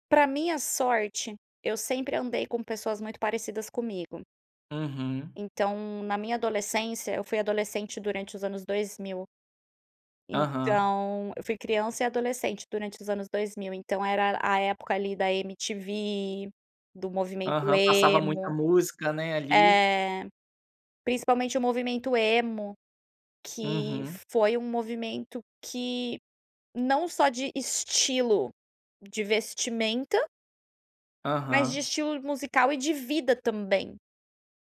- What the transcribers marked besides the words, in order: none
- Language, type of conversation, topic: Portuguese, podcast, Como você descobre música nova hoje em dia?